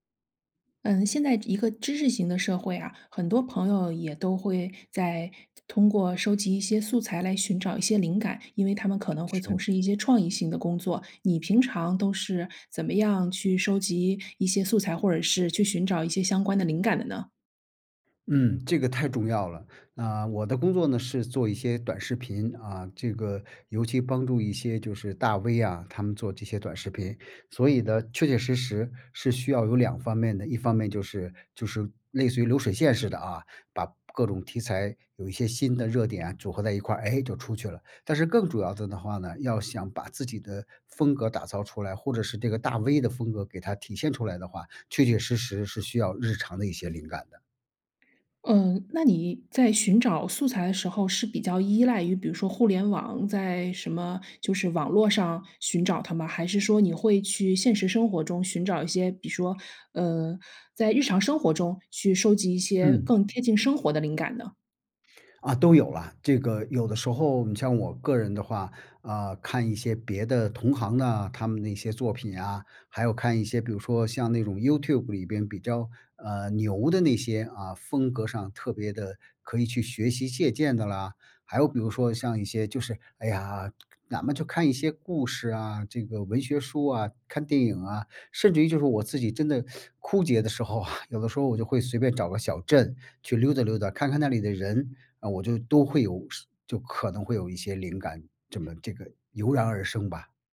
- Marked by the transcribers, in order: tapping; teeth sucking; other background noise
- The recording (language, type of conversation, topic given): Chinese, podcast, 你平时如何收集素材和灵感？